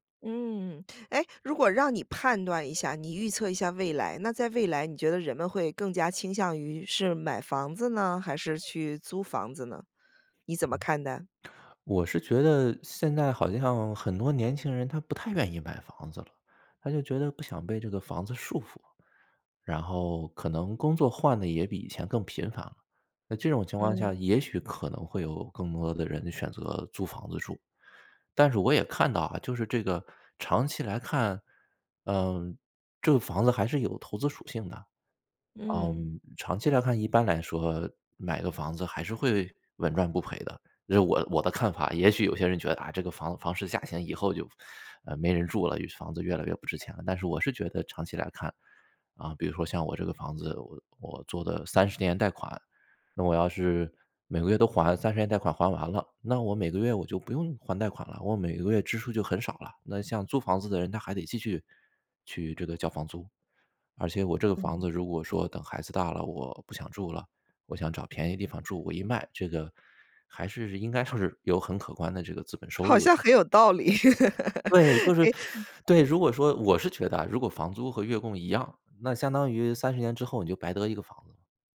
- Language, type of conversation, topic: Chinese, podcast, 你会如何权衡买房还是租房？
- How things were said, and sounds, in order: laugh